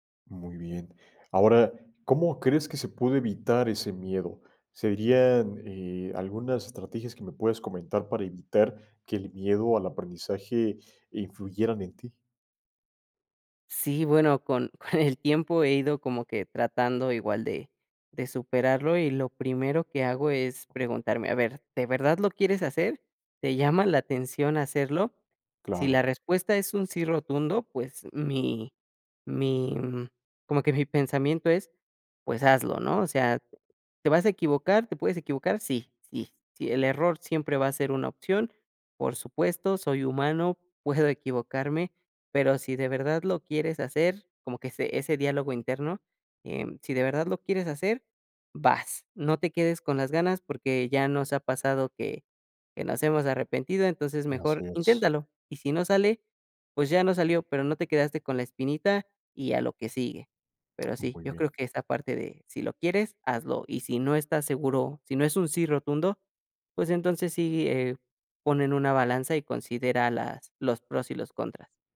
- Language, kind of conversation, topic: Spanish, podcast, ¿Cómo influye el miedo a fallar en el aprendizaje?
- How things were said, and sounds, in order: laughing while speaking: "con"